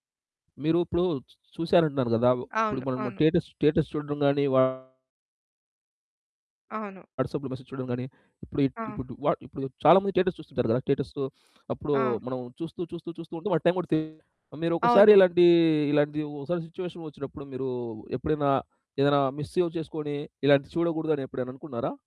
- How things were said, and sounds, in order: in English: "స్టేటస్"; distorted speech; in English: "వాట్సాప్‌లో మెసేజ్"; in English: "మిస్ సేవ్"
- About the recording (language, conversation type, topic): Telugu, podcast, డిజిటల్ పరికరాల నుంచి ఆరోగ్యకరమైన విరామాన్ని మీరు ఎలా తీసుకుంటారు?